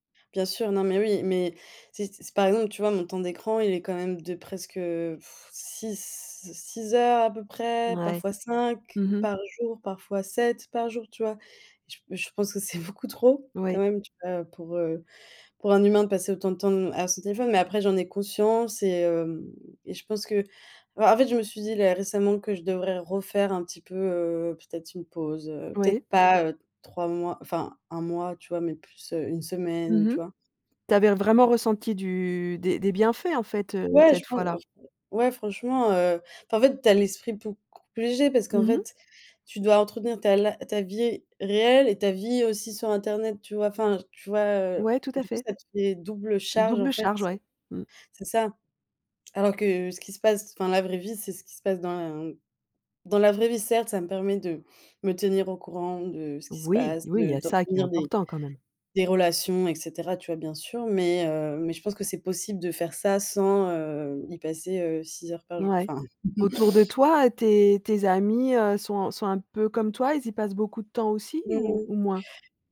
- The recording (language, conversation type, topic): French, podcast, Peux-tu nous raconter une détox numérique qui a vraiment fonctionné pour toi ?
- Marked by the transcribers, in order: scoff; other background noise; chuckle